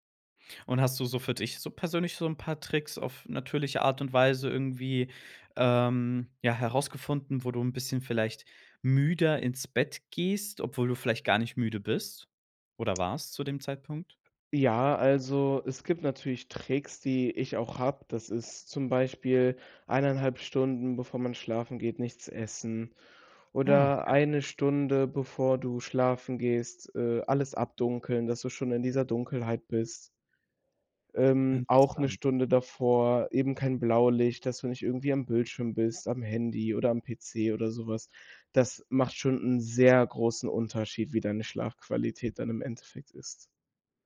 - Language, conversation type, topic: German, podcast, Welche Rolle spielt Schlaf für dein Wohlbefinden?
- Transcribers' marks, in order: other background noise; stressed: "sehr"